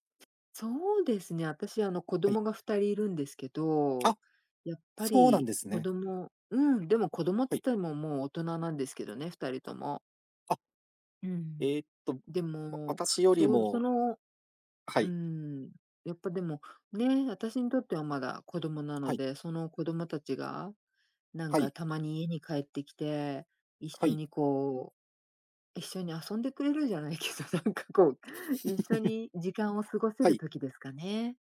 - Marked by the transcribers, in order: laughing while speaking: "けど、なんかこう"; chuckle
- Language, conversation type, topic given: Japanese, unstructured, 幸せを感じるのはどんなときですか？